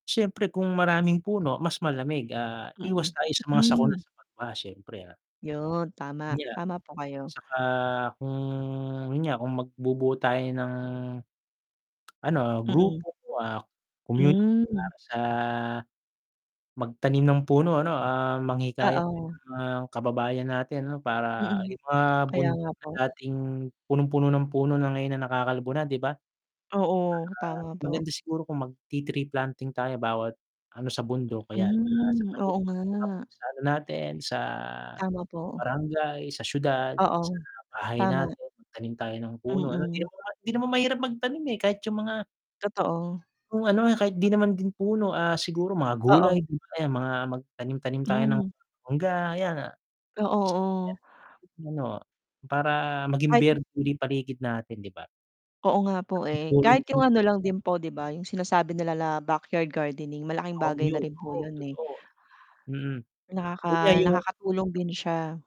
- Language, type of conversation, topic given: Filipino, unstructured, Bakit mahalaga ang pagtatanim ng puno sa ating paligid?
- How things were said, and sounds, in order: static; distorted speech; tapping; unintelligible speech; other background noise; unintelligible speech